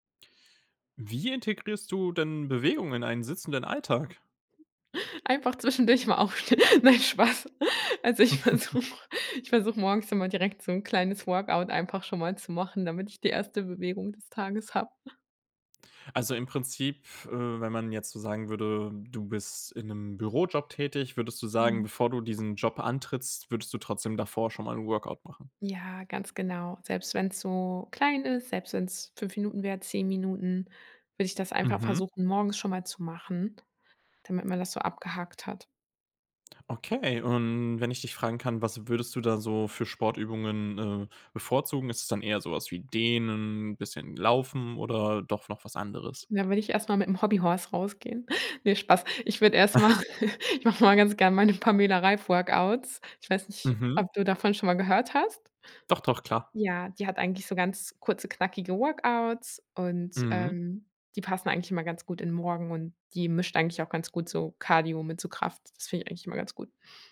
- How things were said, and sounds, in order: other background noise; laughing while speaking: "mal aufstehen. Nein, Spaß. Also, ich versuche"; chuckle; tapping; in English: "Hobby Horse"; chuckle; laughing while speaking: "erstmal"; chuckle; laughing while speaking: "meine"
- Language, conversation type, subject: German, podcast, Wie integrierst du Bewegung in einen sitzenden Alltag?